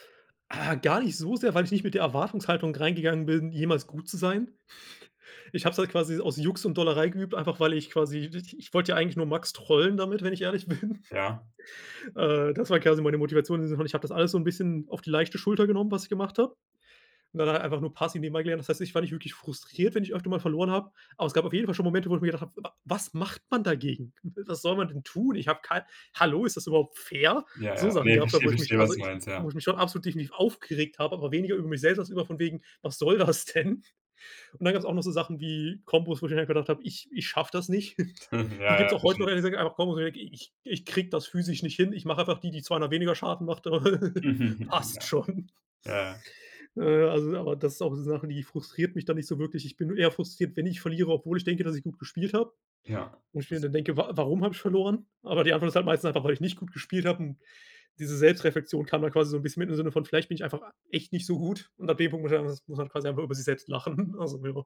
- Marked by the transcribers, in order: chuckle; laughing while speaking: "soll das denn?"; chuckle; chuckle; laughing while speaking: "schon"; unintelligible speech; chuckle
- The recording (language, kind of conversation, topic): German, podcast, Was hat dich zuletzt beim Lernen richtig begeistert?